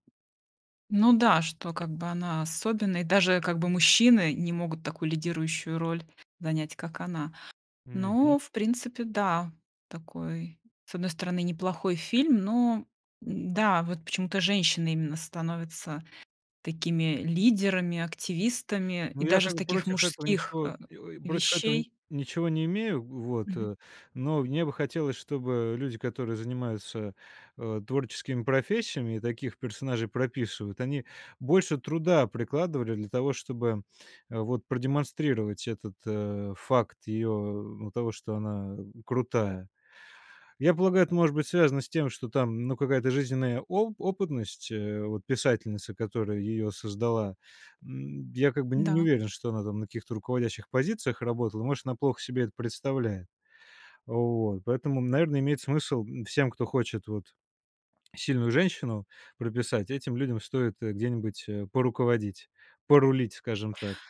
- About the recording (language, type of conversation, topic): Russian, podcast, Почему, на ваш взгляд, важно, как разные группы людей представлены в кино и книгах?
- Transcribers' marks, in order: tapping; other background noise